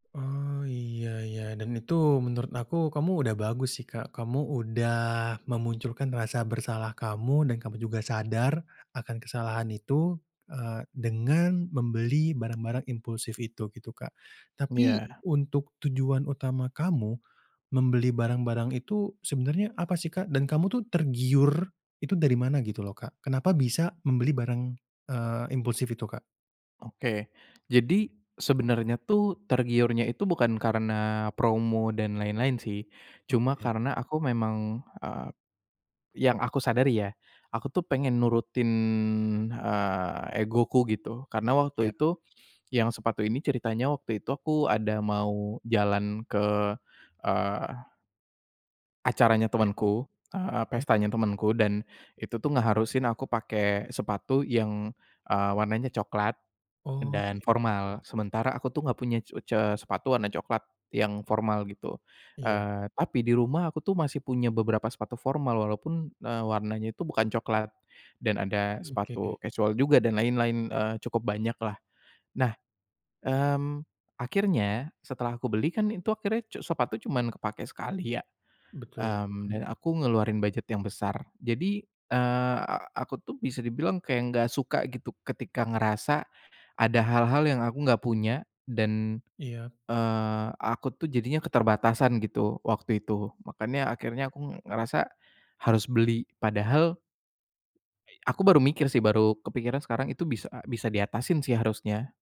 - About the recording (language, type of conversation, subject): Indonesian, advice, Bagaimana cara mengatasi rasa bersalah setelah membeli barang mahal yang sebenarnya tidak perlu?
- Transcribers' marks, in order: tapping; unintelligible speech; other background noise